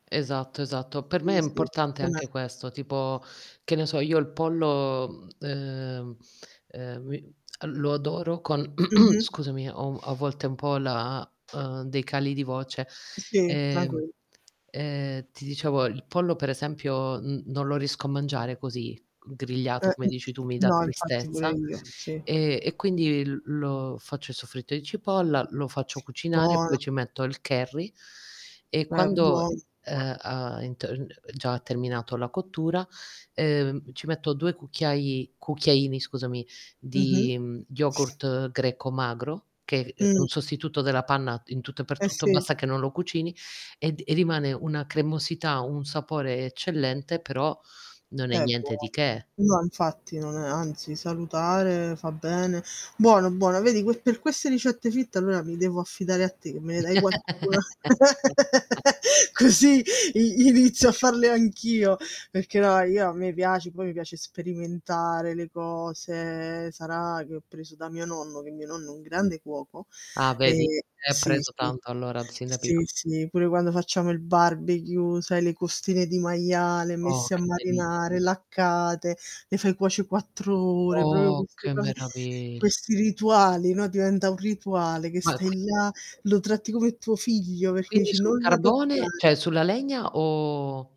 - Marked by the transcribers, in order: static; distorted speech; "Sì" said as "ì"; unintelligible speech; throat clearing; tapping; other background noise; other noise; laugh; laughing while speaking: "Così"; "proprio" said as "propio"; "cioè" said as "ceh"
- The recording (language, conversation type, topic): Italian, unstructured, Come scegli cosa mangiare ogni giorno?